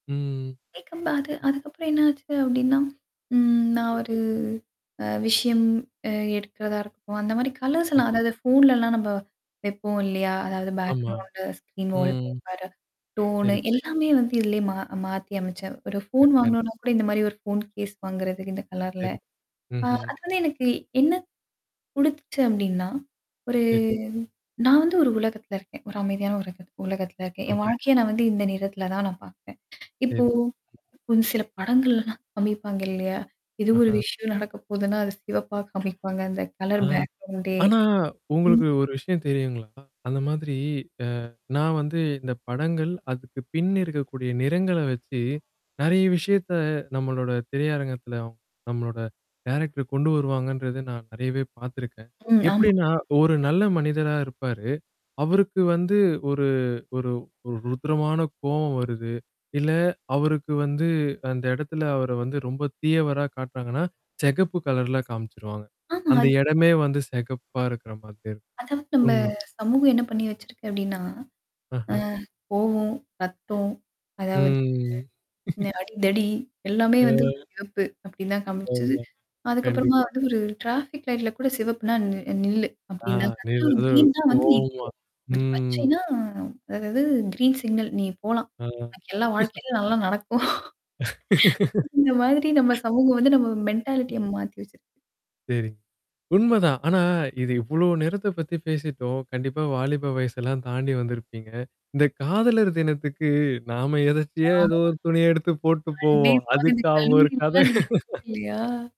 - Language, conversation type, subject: Tamil, podcast, உங்கள் மனநிலையை ஒரே ஒரு வண்ணத்தில் விவரிக்க வேண்டுமென்றால், அது எந்த வண்ணம்?
- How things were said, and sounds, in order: tapping; static; other background noise; drawn out: "ஒரு"; other noise; distorted speech; in English: "பேக்ரவுண்ட் ஸ்க்ரீன்ஹோல்ட் பேப்பரு. டோனு"; unintelligible speech; in English: "கேஸ்"; drawn out: "ஒரு"; breath; in English: "கலர் ப பேக்ரவுண்டே"; in English: "டைரக்டர்"; laugh; mechanical hum; in English: "டிராஃபிக் லைட்ல"; in English: "கிரீன்"; in English: "கிரீன் சிக்னல்"; laughing while speaking: "நல்லா நடக்கும்"; laugh; in English: "மென்டாலிட்டியா"; laughing while speaking: "அவங்க ஒரு கதை"